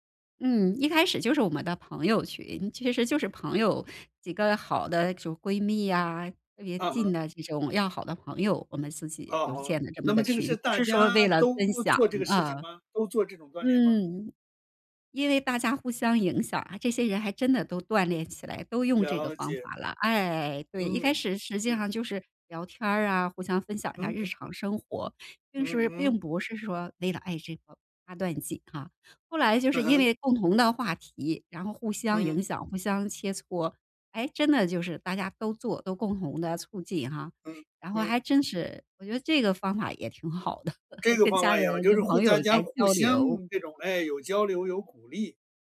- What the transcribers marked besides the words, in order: laughing while speaking: "好的"
- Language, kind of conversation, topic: Chinese, podcast, 你怎么把新习惯变成日常？